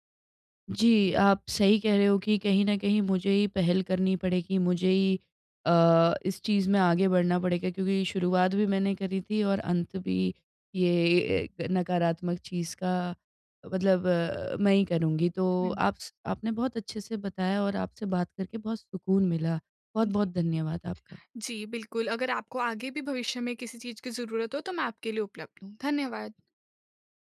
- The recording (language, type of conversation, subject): Hindi, advice, गलतफहमियों को दूर करना
- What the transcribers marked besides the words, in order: other background noise